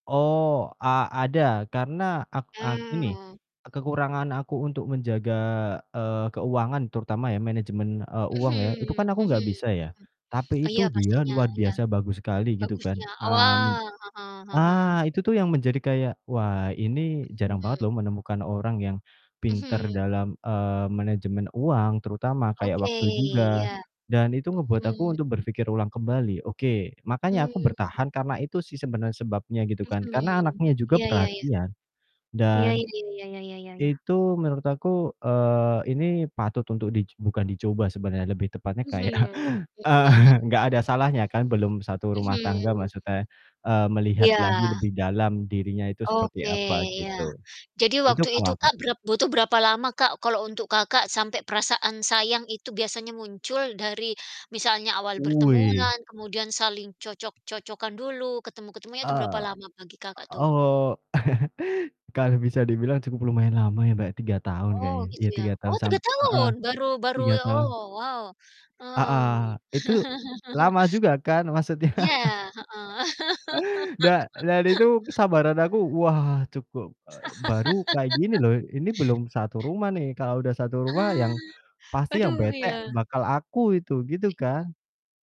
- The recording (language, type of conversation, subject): Indonesian, unstructured, Bagaimana kamu tahu bahwa seseorang adalah pasangan yang tepat?
- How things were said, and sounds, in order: other background noise; distorted speech; laughing while speaking: "kayak eee"; chuckle; chuckle; chuckle; laughing while speaking: "maksudnya"; laugh; laugh; laugh